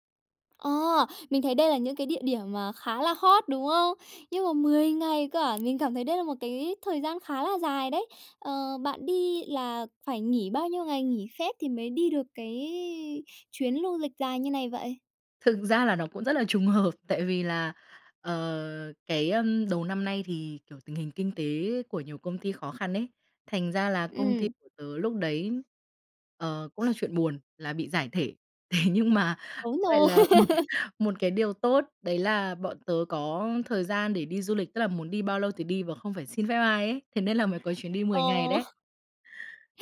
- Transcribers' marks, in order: tapping; laughing while speaking: "Thực ra là nó cũng rất là trùng hợp"; laughing while speaking: "Thế nhưng mà lại là một"; laugh; bird; other noise
- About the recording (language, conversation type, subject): Vietnamese, podcast, Bạn có thể kể về một sai lầm khi đi du lịch và bài học bạn rút ra từ đó không?